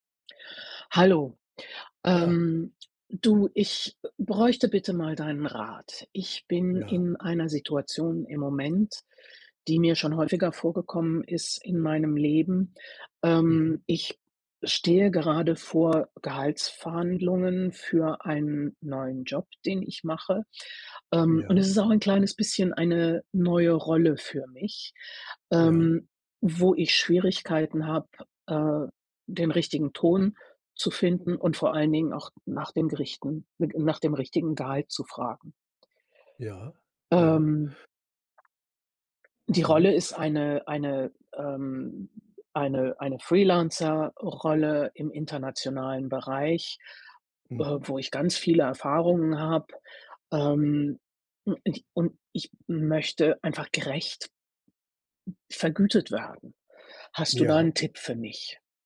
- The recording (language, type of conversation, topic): German, advice, Wie kann ich meine Unsicherheit vor einer Gehaltsverhandlung oder einem Beförderungsgespräch überwinden?
- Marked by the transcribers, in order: other background noise